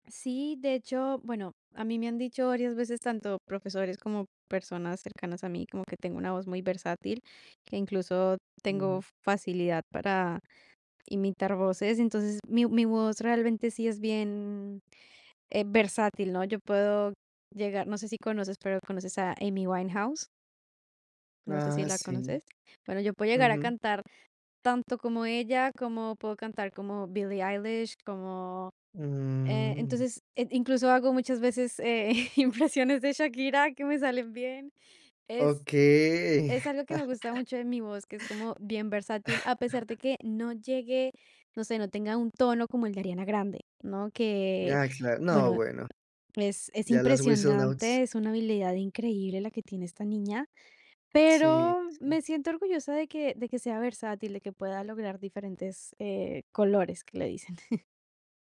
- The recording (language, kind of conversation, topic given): Spanish, podcast, ¿Cómo empezaste con tu pasatiempo favorito?
- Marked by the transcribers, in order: tapping; other background noise; drawn out: "Mm"; laughing while speaking: "impresiones de Shakira que me salen bien"; drawn out: "Okey"; laugh; laugh; in English: "whistle notes"; chuckle